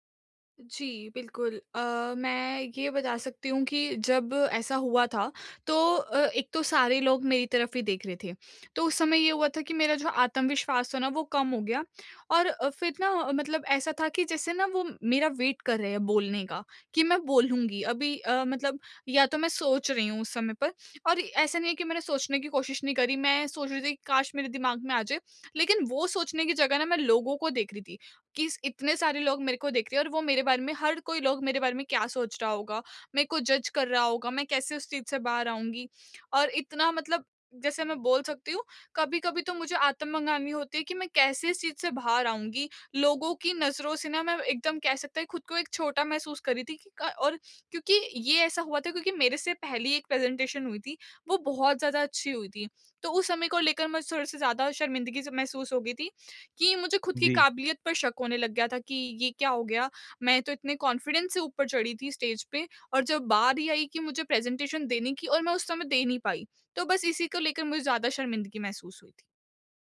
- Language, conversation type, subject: Hindi, advice, सार्वजनिक शर्मिंदगी के बाद मैं अपना आत्मविश्वास कैसे वापस पा सकता/सकती हूँ?
- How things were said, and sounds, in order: in English: "वेट"; in English: "जज़"; in English: "प्रेजेंटेशन"; in English: "कॉन्फिडेंस"; in English: "स्टेज"; in English: "प्रेजेंटेशन"